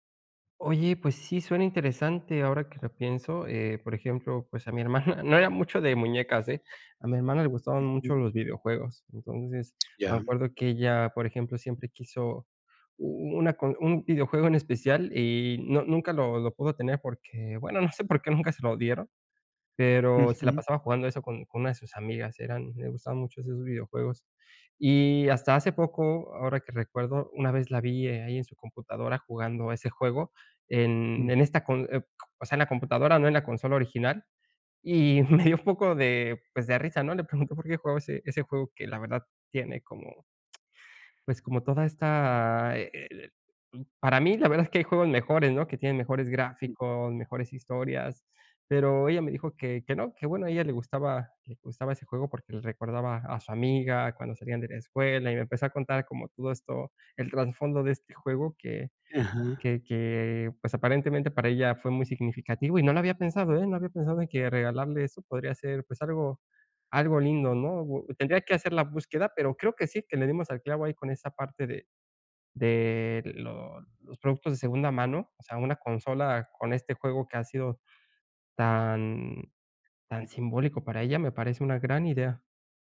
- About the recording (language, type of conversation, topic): Spanish, advice, ¿Cómo puedo encontrar ropa y regalos con poco dinero?
- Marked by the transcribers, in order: laughing while speaking: "no era mucho de muñecas, eh"; other background noise; laughing while speaking: "no sé, por qué, nunca se lo dieron"; laughing while speaking: "me dio un poco de pues, de risa, ¿no?"